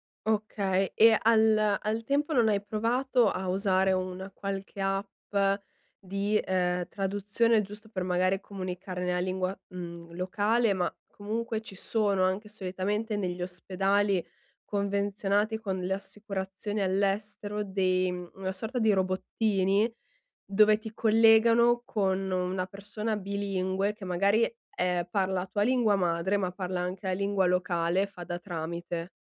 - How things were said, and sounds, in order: none
- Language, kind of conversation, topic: Italian, advice, Cosa posso fare se qualcosa va storto durante le mie vacanze all'estero?